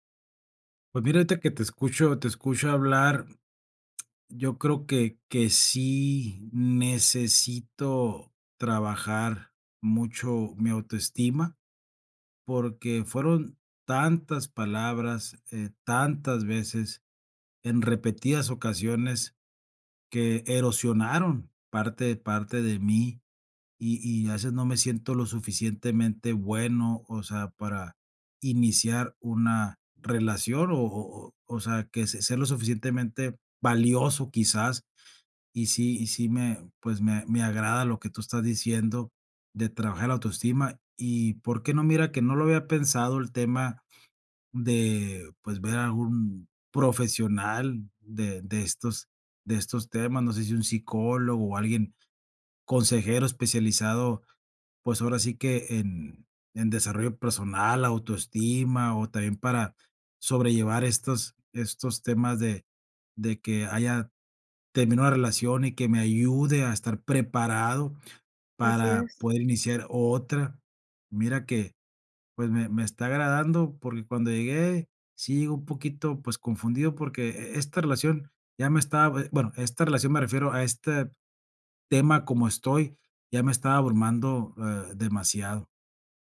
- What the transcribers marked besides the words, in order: tapping; other background noise
- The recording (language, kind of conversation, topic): Spanish, advice, ¿Cómo puedo superar el miedo a iniciar una relación por temor al rechazo?